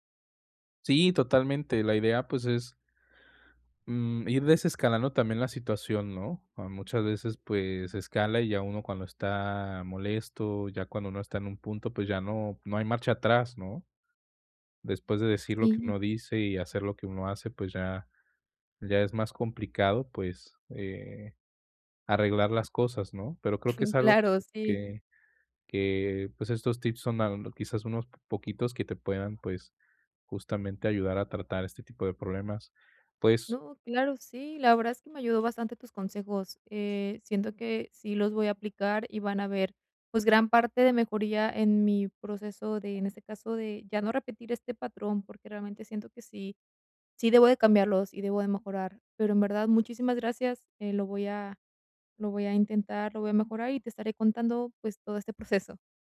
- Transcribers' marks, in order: chuckle; unintelligible speech
- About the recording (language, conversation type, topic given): Spanish, advice, ¿Cómo puedo dejar de repetir patrones de comportamiento dañinos en mi vida?